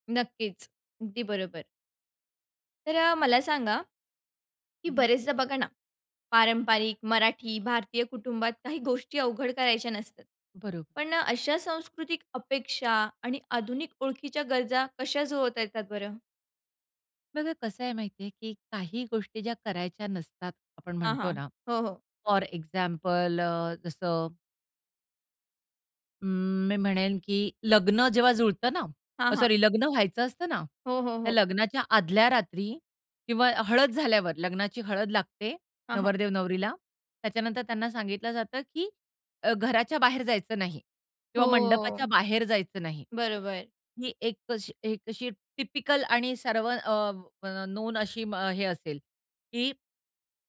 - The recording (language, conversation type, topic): Marathi, podcast, त्यांची खाजगी मोकळीक आणि सार्वजनिक आयुष्य यांच्यात संतुलन कसं असावं?
- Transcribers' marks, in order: other noise; horn; in English: "फॉर"; in English: "टिपिकल"